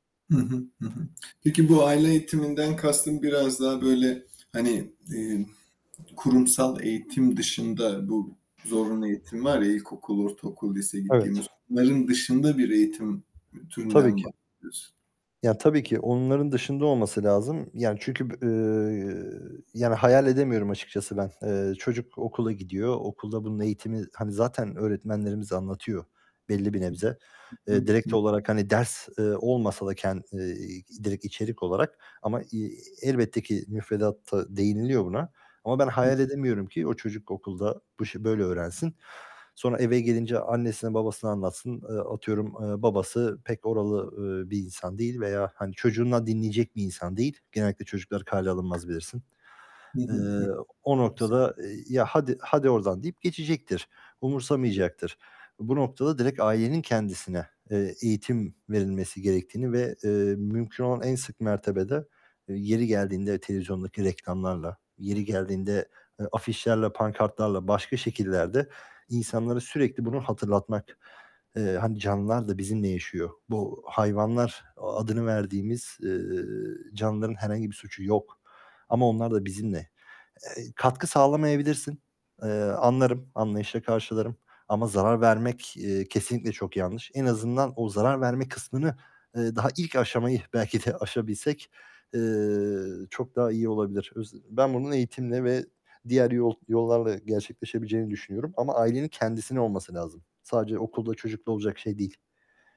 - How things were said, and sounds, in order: other background noise; distorted speech; tapping; unintelligible speech
- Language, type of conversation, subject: Turkish, unstructured, Hayvanların hakları insan hakları kadar önemli mi?
- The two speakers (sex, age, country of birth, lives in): male, 25-29, Turkey, Germany; male, 35-39, Turkey, Spain